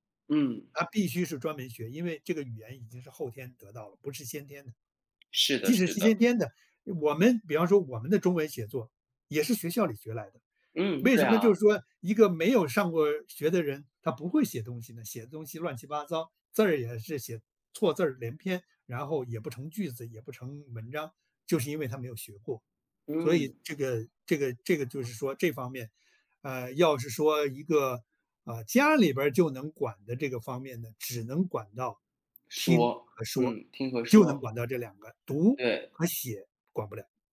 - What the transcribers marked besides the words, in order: other background noise
- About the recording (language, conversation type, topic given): Chinese, podcast, 你是怎么教孩子说家乡话或讲家族故事的？